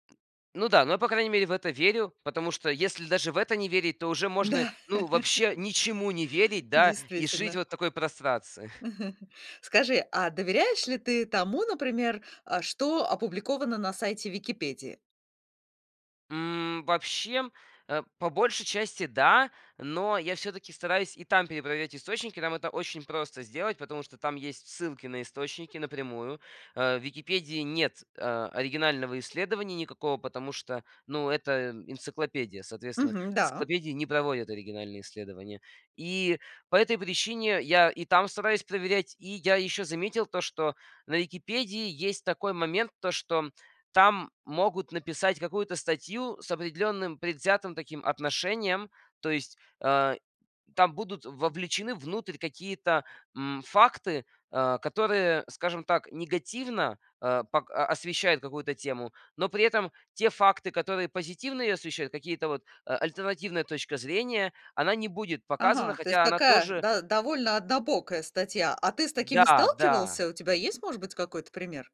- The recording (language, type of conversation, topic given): Russian, podcast, Как вы проверяете достоверность информации в интернете?
- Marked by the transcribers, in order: tapping; laughing while speaking: "Да"; chuckle; other background noise